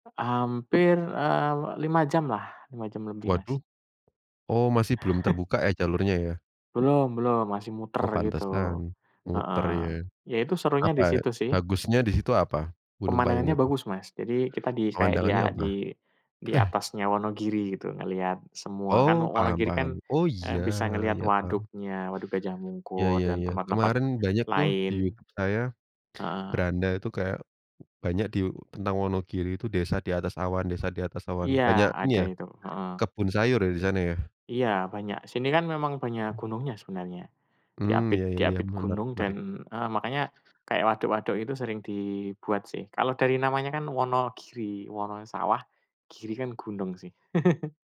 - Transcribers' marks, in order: other background noise; chuckle; tapping; chuckle
- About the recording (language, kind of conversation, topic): Indonesian, unstructured, Bagaimana kamu meyakinkan teman untuk ikut petualangan yang menantang?